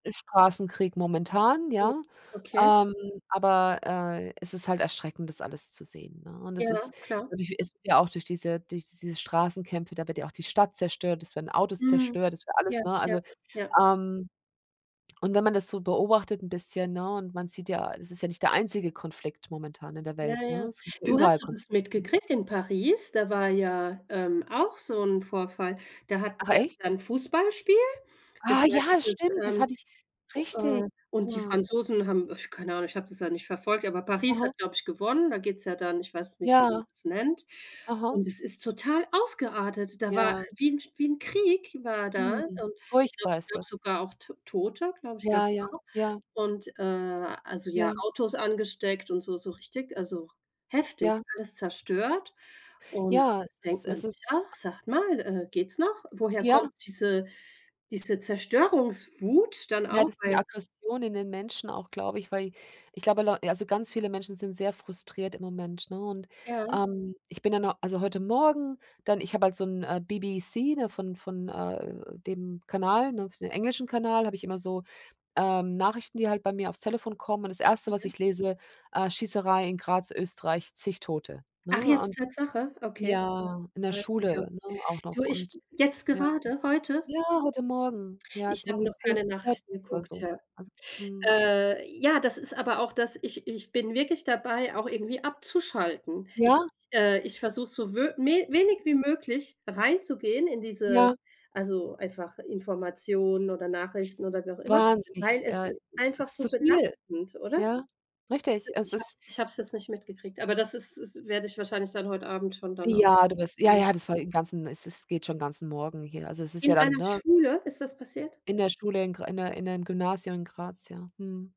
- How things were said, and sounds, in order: surprised: "Ah, ja, stimmt. Das hatte ich"; tapping; unintelligible speech; other background noise
- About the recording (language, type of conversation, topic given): German, unstructured, Wie kannst du Konflikte am besten lösen?